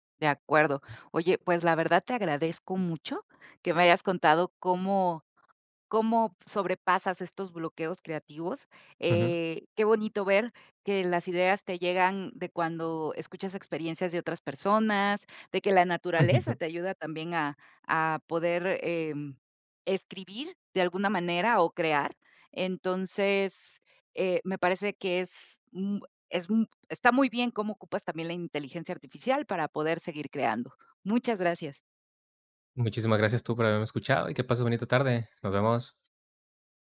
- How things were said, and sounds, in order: other background noise; chuckle
- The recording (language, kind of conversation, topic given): Spanish, podcast, ¿Qué haces cuando te bloqueas creativamente?